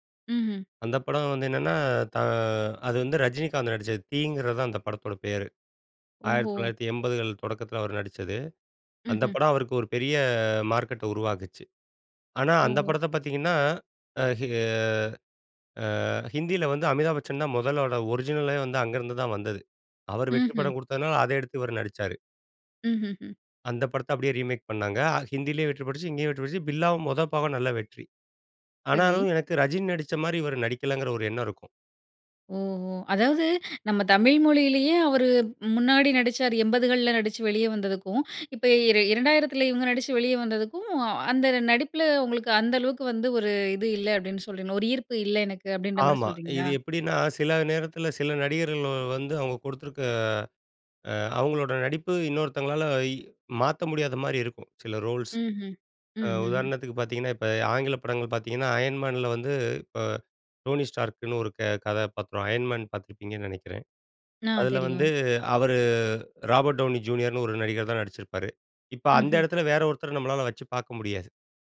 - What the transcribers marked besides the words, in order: drawn out: "பெரிய"; drawn out: "அஹ்"; other background noise; other noise; anticipating: "ஒரு ஈர்ப்பு இல்ல எனக்கு அப்டின்ற மாரி சொல்றீங்களா?"; in English: "ரோல்ஸ்"
- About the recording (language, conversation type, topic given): Tamil, podcast, புதிய மறுஉருவாக்கம் அல்லது மறுதொடக்கம் பார்ப்போதெல்லாம் உங்களுக்கு என்ன உணர்வு ஏற்படுகிறது?